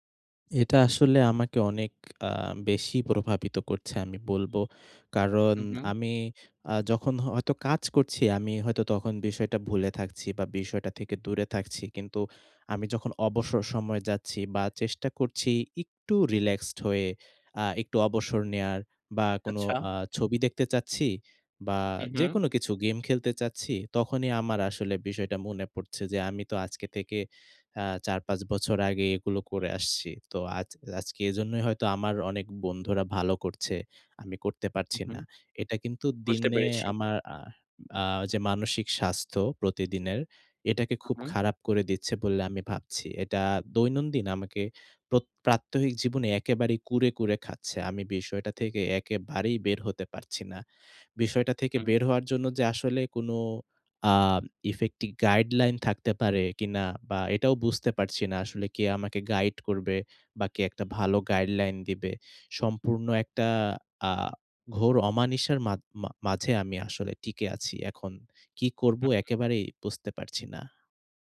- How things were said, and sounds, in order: alarm; in English: "রিল্যাক্সড"; in English: "effective guideline"; in English: "guideline"
- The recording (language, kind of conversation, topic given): Bengali, advice, আপনার অতীতে করা ভুলগুলো নিয়ে দীর্ঘদিন ধরে জমে থাকা রাগটি আপনি কেমন অনুভব করছেন?